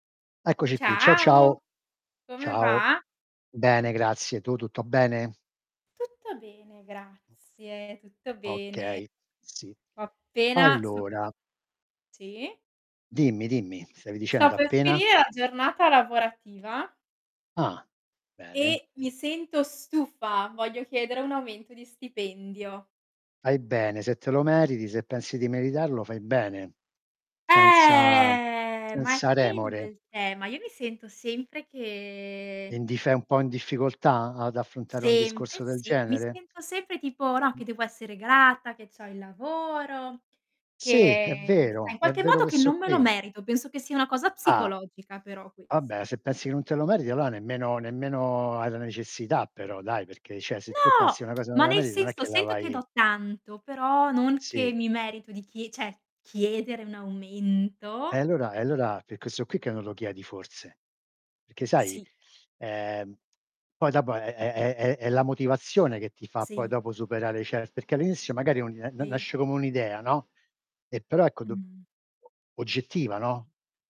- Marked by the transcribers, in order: static; other background noise; distorted speech; unintelligible speech; drawn out: "Eh!"; tapping; "cioè" said as "ceh"; stressed: "No!"; put-on voice: "chiedere un aumento?"; unintelligible speech
- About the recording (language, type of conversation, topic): Italian, unstructured, Come ti senti quando devi chiedere un aumento di stipendio?